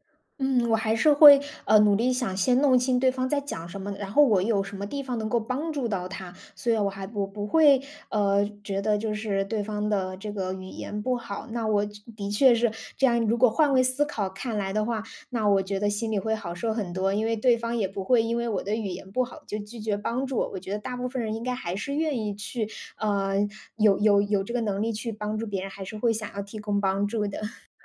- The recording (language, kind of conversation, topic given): Chinese, advice, 语言障碍让我不敢开口交流
- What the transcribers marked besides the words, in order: other background noise; laughing while speaking: "的"